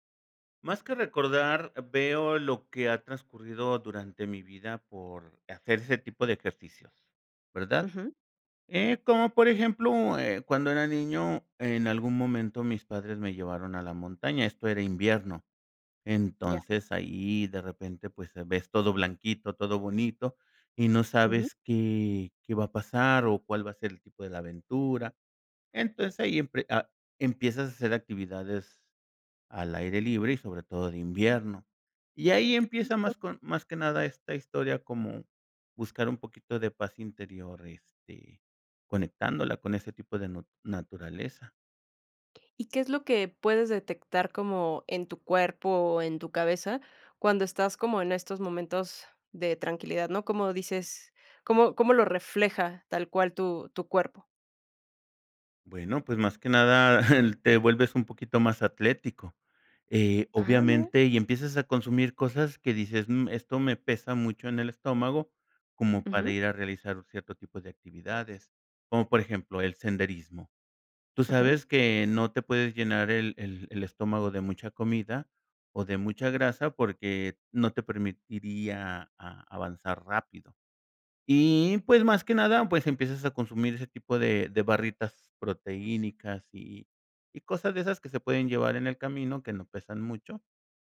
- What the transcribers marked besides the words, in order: unintelligible speech; giggle
- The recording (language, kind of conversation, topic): Spanish, podcast, ¿Qué momento en la naturaleza te dio paz interior?